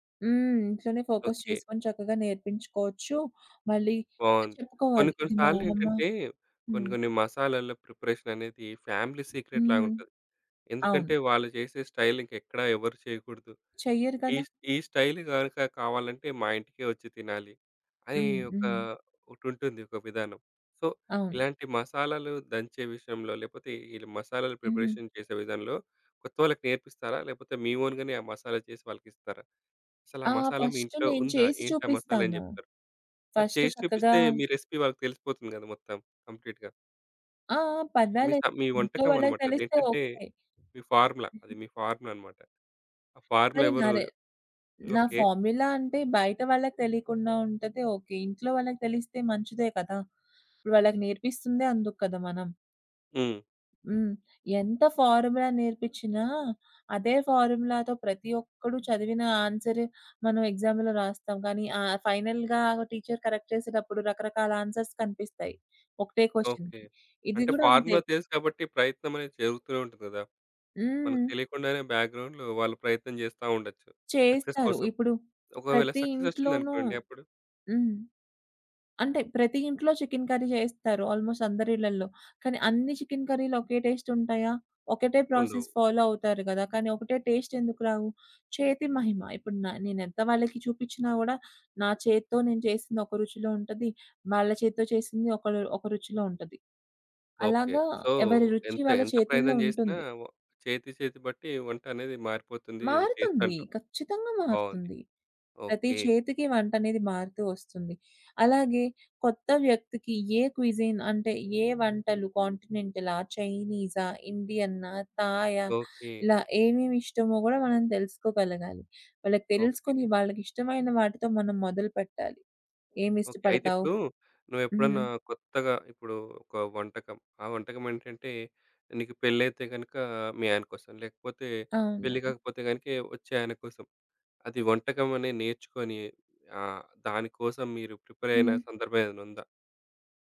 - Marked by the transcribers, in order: in English: "ఫోకస్"; in English: "ఫ్యామిలీ సీక్రెట్‌లాగుంటది"; in English: "స్టైల్"; in English: "స్టైల్"; in English: "సో"; in English: "ప్రిపరేషన్"; in English: "ఓన్‌గనే"; in English: "రెసిపీ"; in English: "కంప్లీట్‌గా"; in English: "ఫార్ములా"; in English: "ఫార్ములా"; in English: "ఫార్ములా"; in English: "ఫార్ములా"; in English: "ఫార్ములా"; in English: "ఫార్ములాతో"; in English: "ఎగ్సామ్‌లో"; in English: "ఫైనల్‌గా టీచర్ కరెక్ట్"; in English: "ఆన్సర్స్"; in English: "క్వెషన్‌కి"; in English: "ఫార్ములా"; in English: "బ్యాక్‌గ్రౌండ్‌లో"; in English: "సక్సెస్"; tapping; in English: "సక్సెస్"; in English: "కర్రీ"; in English: "ఆల్మోస్ట్"; in English: "టేస్ట్"; in English: "ప్రాసెస్ ఫాలో"; in English: "టేస్ట్"; in English: "సో"; in English: "టేస్ట్"; in English: "క్విజిన్"
- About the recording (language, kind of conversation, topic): Telugu, podcast, కుటుంబంలో కొత్తగా చేరిన వ్యక్తికి మీరు వంట ఎలా నేర్పిస్తారు?